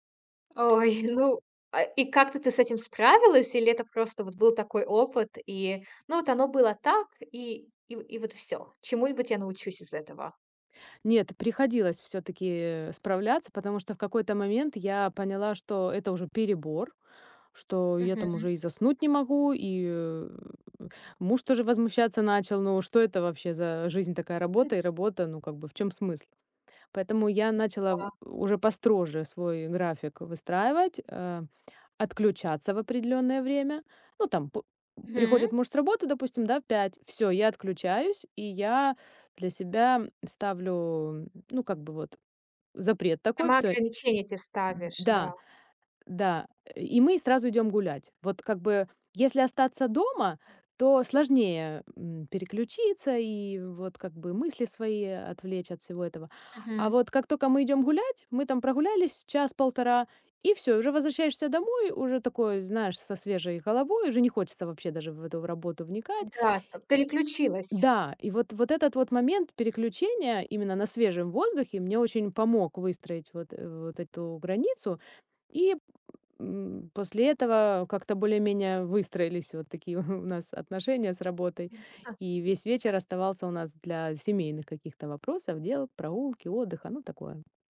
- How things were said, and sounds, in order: laughing while speaking: "у нас"; other noise
- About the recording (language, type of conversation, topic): Russian, podcast, Как ты находишь баланс между работой и домом?